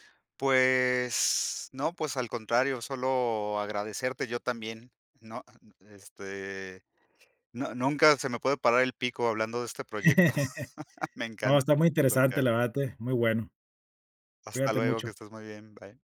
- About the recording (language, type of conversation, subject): Spanish, podcast, ¿Qué impacto tiene tu proyecto en otras personas?
- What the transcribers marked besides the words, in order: drawn out: "Pues"; laugh